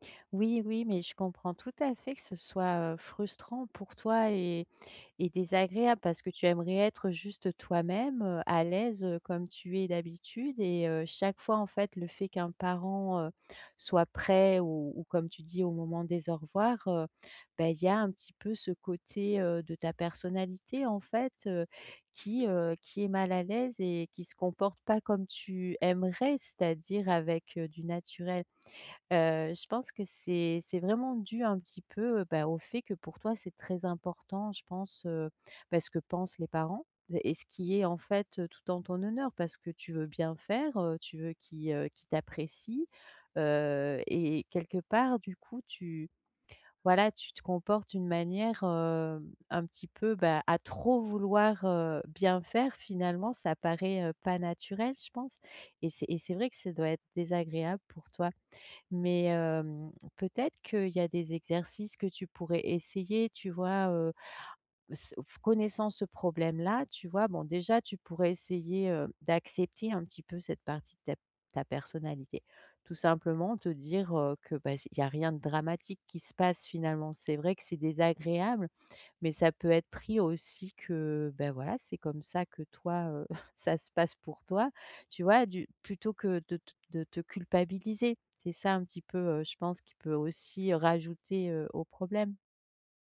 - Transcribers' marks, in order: stressed: "voilà"; stressed: "trop"; chuckle
- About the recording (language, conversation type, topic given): French, advice, Comment puis-je être moi-même chaque jour sans avoir peur ?